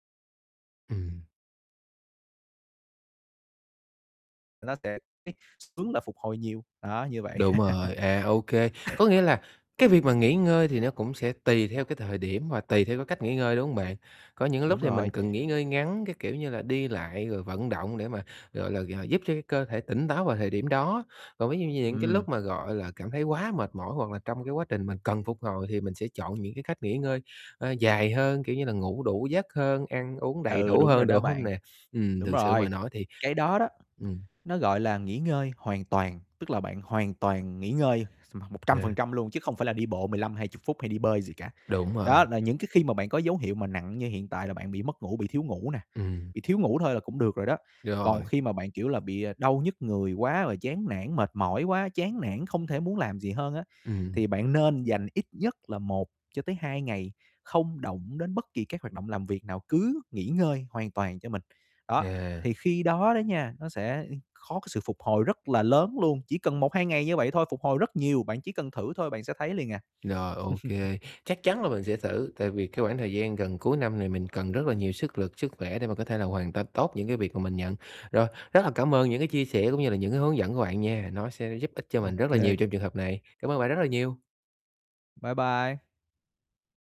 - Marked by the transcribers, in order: distorted speech; unintelligible speech; other background noise; tapping; laugh; cough; unintelligible speech; laugh
- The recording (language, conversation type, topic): Vietnamese, advice, Làm sao để biết khi nào cơ thể cần nghỉ ngơi?